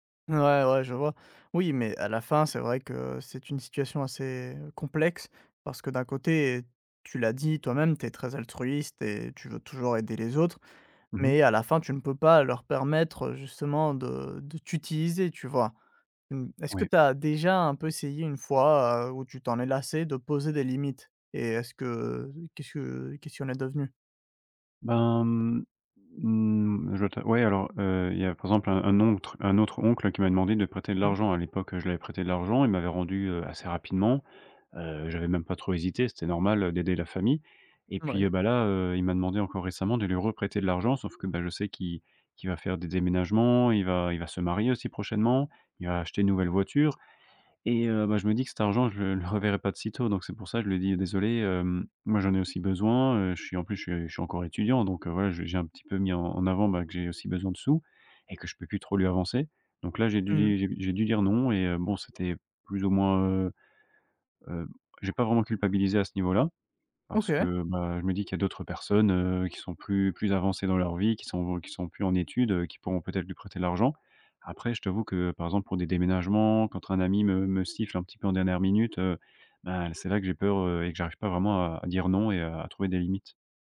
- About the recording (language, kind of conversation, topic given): French, advice, Comment puis-je apprendre à dire non et à poser des limites personnelles ?
- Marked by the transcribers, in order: stressed: "complexe"; laughing while speaking: "le reverrai"